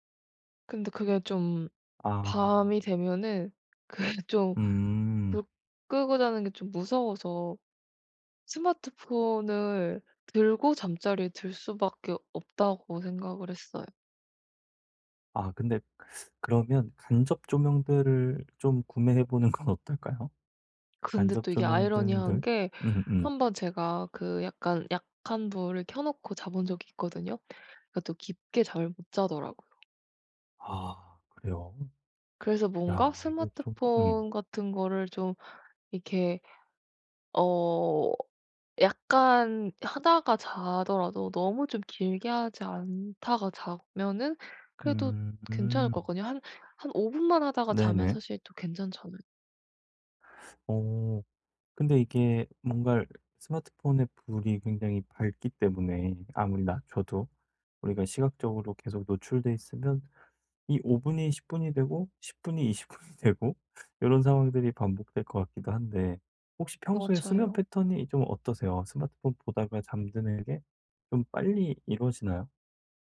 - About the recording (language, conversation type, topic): Korean, advice, 자기 전에 스마트폰 사용을 줄여 더 빨리 잠들려면 어떻게 시작하면 좋을까요?
- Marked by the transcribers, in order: other background noise; laughing while speaking: "그 쫌"; laughing while speaking: "보는 건"; tapping; laughing while speaking: "이십 분이 되고"